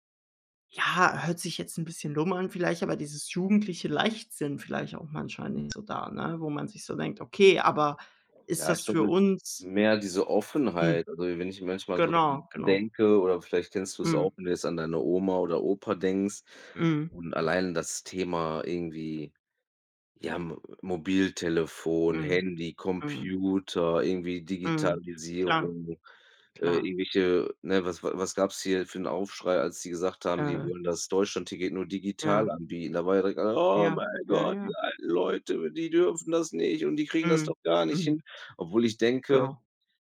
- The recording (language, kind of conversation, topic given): German, unstructured, Sollten Jugendliche mehr politische Mitbestimmung erhalten?
- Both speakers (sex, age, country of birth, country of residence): male, 18-19, Italy, Germany; male, 35-39, Germany, Germany
- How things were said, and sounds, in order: other background noise; put-on voice: "Oh mein Gott, die alten … gar nicht hin"